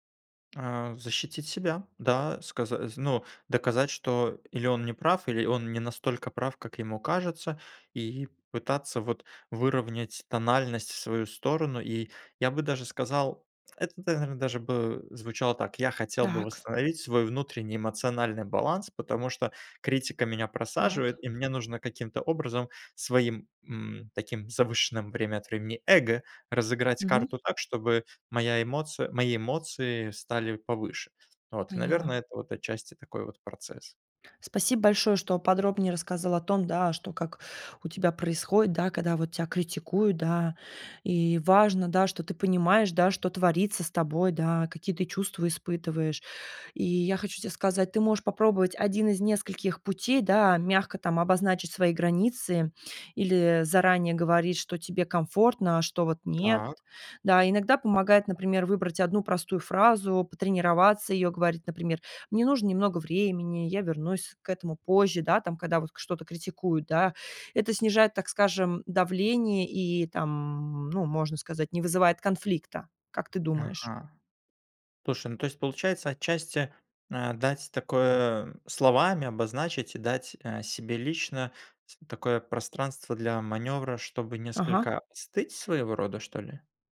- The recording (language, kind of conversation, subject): Russian, advice, Почему мне трудно принимать критику?
- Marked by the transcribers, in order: tapping; other background noise